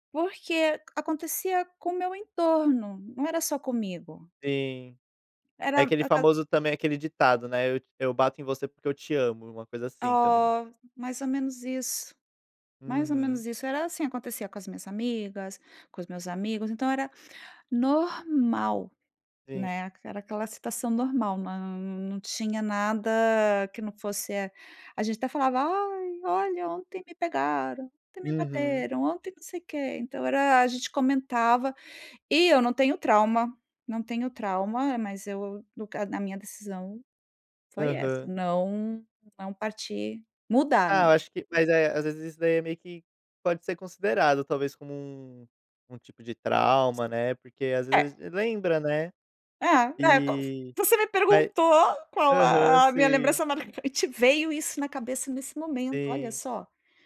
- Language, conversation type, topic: Portuguese, podcast, Me conta uma lembrança marcante da sua família?
- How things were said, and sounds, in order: tapping; other background noise; unintelligible speech